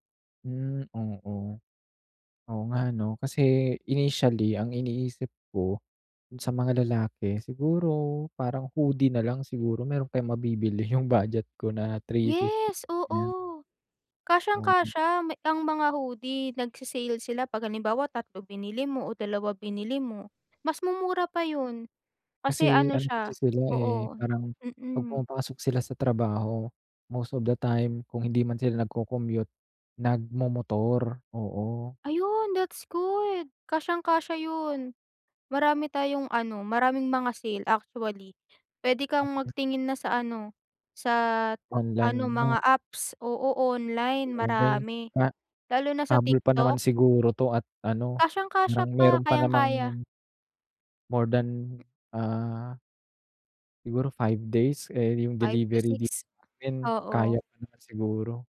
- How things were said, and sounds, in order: unintelligible speech
- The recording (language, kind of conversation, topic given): Filipino, advice, Paano ako pipili ng regalong tiyak na magugustuhan?